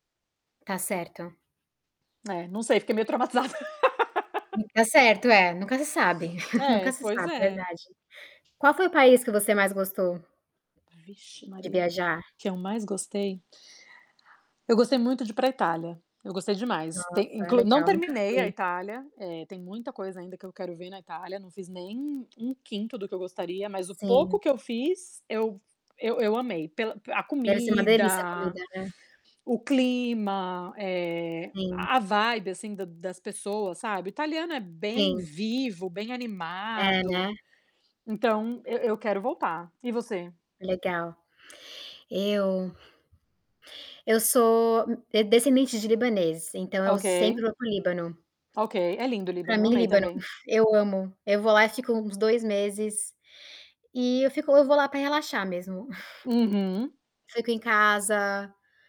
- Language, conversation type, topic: Portuguese, unstructured, O que você gosta de experimentar quando viaja?
- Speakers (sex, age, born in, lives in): female, 25-29, Brazil, United States; female, 40-44, Brazil, United States
- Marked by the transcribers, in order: distorted speech; tapping; laugh; chuckle; in English: "vibe"